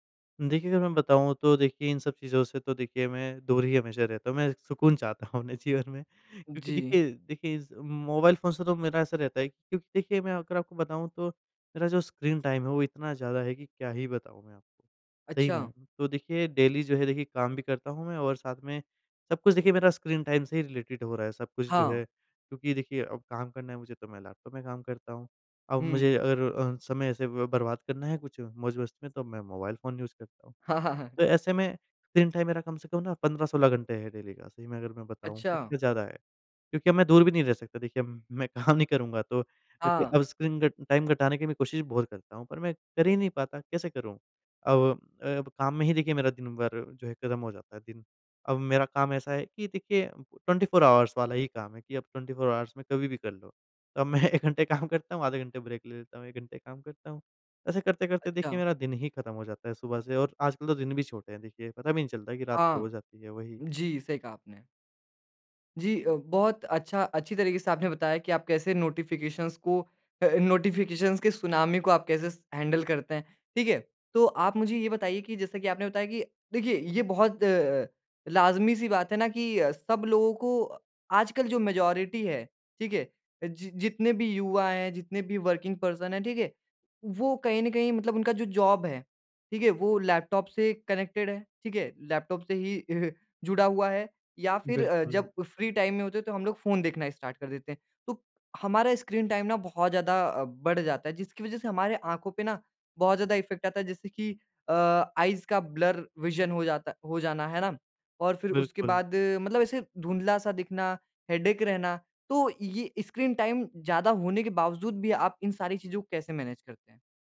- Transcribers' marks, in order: laughing while speaking: "हूँ अपने"; in English: "टाइम"; in English: "डेली"; in English: "टाइम"; in English: "रिलेटेड"; in English: "यूज़"; in English: "टाइम"; in English: "डेली"; laughing while speaking: "काम"; tapping; in English: "टाइम"; in English: "ट्वेंटी फोर ऑवर्स"; in English: "ट्वेंटी फोर ऑवर्स"; laughing while speaking: "तो अब मैं"; in English: "ब्रेक"; in English: "नोटिफिकेशंस"; in English: "नोटिफिकेशंस"; in English: "हैंडल"; in English: "मेजॉरिटी"; in English: "वर्किंग पर्सन"; in English: "जॉब"; in English: "कनेक्टेड"; chuckle; in English: "फ्री टाइम"; in English: "स्टार्ट"; in English: "टाइम"; in English: "इफेक्ट"; in English: "आइज़"; in English: "ब्लर विजन"; in English: "हेडेक"; in English: "टाइम"; in English: "मैनेज"
- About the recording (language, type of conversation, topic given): Hindi, podcast, आप सूचनाओं की बाढ़ को कैसे संभालते हैं?